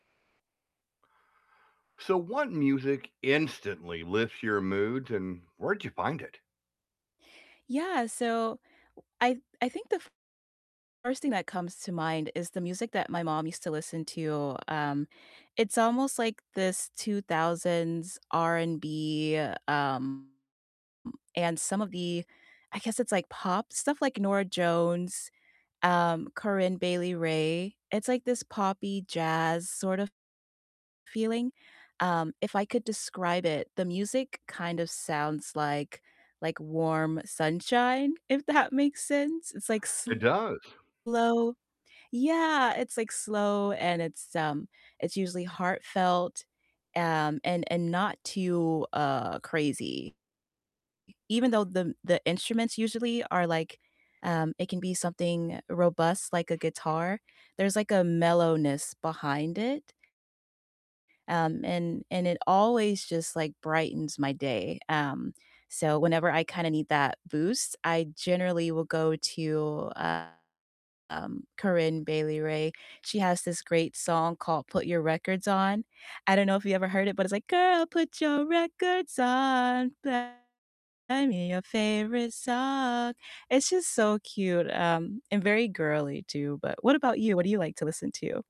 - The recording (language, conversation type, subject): English, unstructured, What music instantly lifts your mood, and where did you discover it?
- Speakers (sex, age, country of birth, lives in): female, 30-34, United States, United States; male, 60-64, United States, United States
- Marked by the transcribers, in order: static; distorted speech; laughing while speaking: "that"; other background noise; tapping; singing: "Girl, put your records on, play me your favorite song"